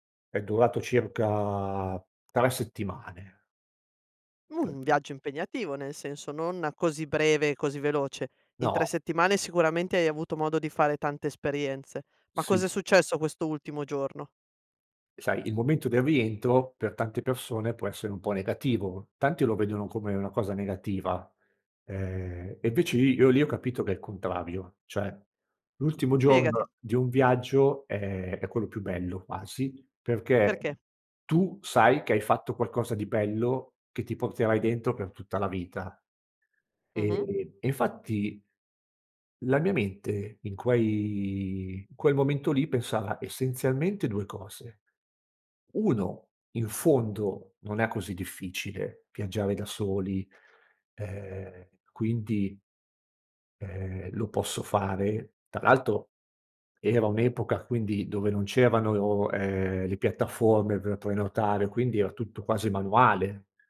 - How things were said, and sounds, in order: other background noise; "cioè" said as "ceh"
- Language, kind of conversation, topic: Italian, podcast, Qual è un viaggio che ti ha cambiato la vita?
- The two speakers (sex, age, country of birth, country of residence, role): female, 40-44, Italy, Italy, host; male, 45-49, Italy, Italy, guest